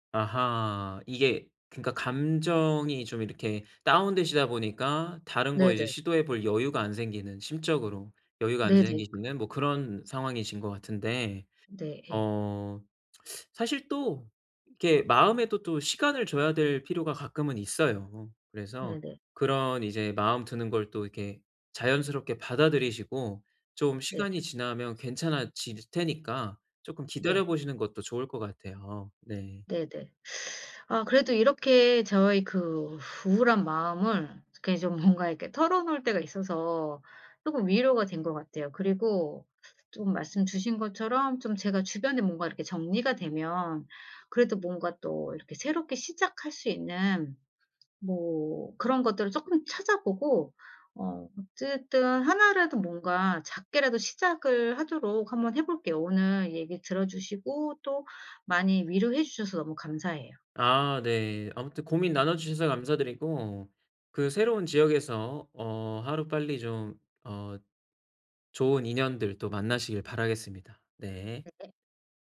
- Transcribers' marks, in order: other background noise; laughing while speaking: "뭔가"
- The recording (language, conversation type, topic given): Korean, advice, 변화로 인한 상실감을 기회로 바꾸기 위해 어떻게 시작하면 좋을까요?